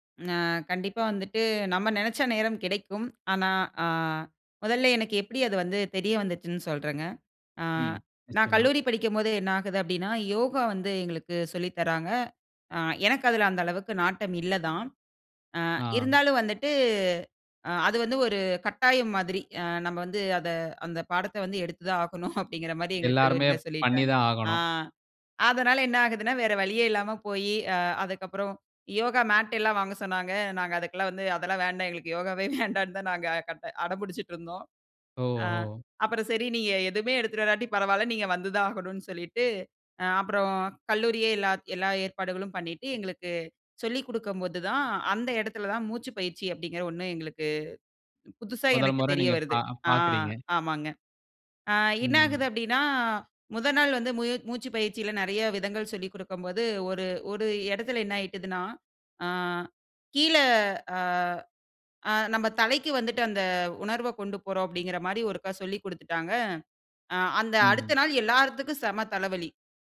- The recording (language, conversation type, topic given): Tamil, podcast, தியானத்துக்கு நேரம் இல்லையெனில் என்ன செய்ய வேண்டும்?
- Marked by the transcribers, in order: chuckle; laughing while speaking: "யோகாவே வேண்டான்னு தான், நாங்க கட் அடம்புடிச்சிட்டு இருந்தோம்"